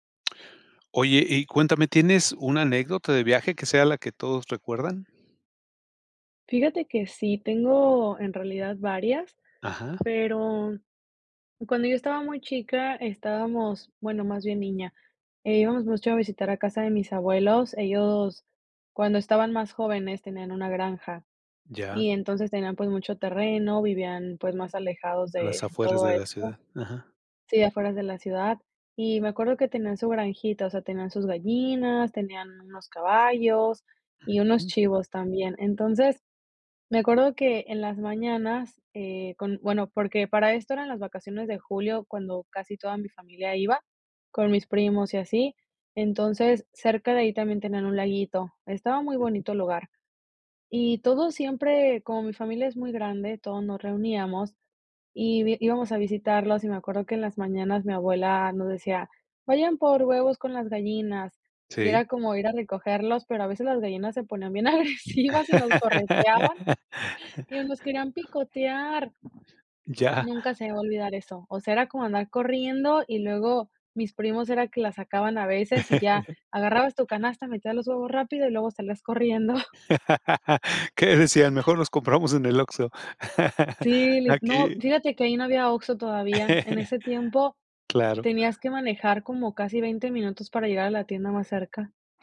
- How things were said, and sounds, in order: tapping; laugh; laughing while speaking: "agresivas"; other background noise; chuckle; chuckle; laugh; laugh; laugh
- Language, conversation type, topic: Spanish, podcast, ¿Tienes alguna anécdota de viaje que todo el mundo recuerde?